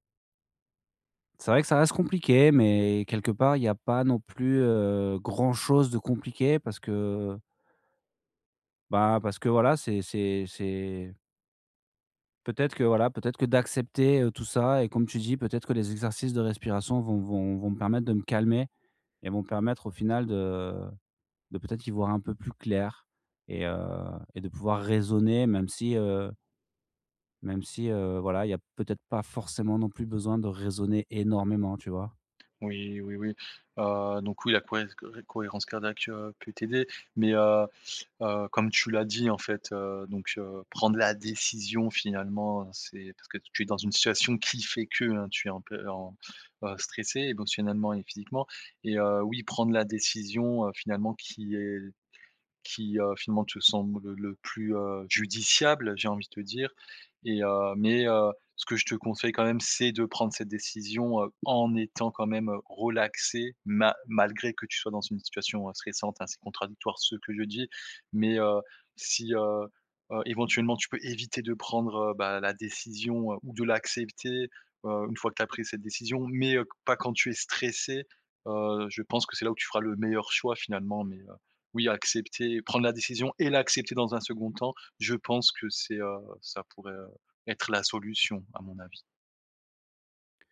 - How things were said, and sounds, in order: stressed: "raisonner"; stressed: "énormément"; stressed: "la décision"; stressed: "judiciable"; stressed: "relaxé"; stressed: "et"
- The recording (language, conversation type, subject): French, advice, Comment puis-je mieux reconnaître et nommer mes émotions au quotidien ?